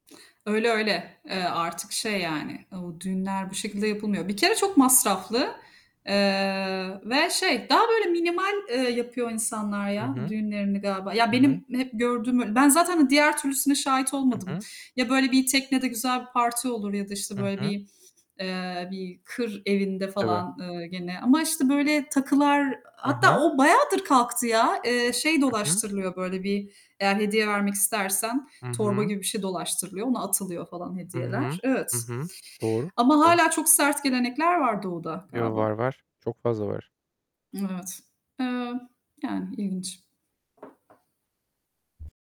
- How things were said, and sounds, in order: tapping; other background noise
- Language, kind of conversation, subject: Turkish, unstructured, Kültürler arasında seni en çok şaşırtan gelenek hangisiydi?